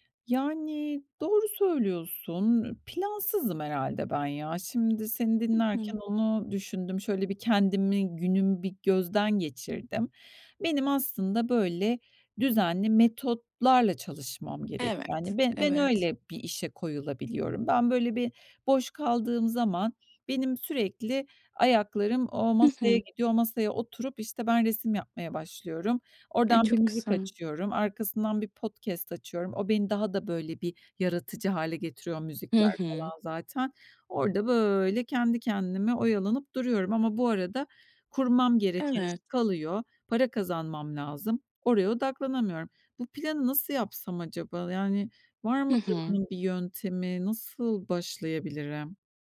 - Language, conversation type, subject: Turkish, advice, İş ile yaratıcılık arasında denge kurmakta neden zorlanıyorum?
- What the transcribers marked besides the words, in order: tapping; other noise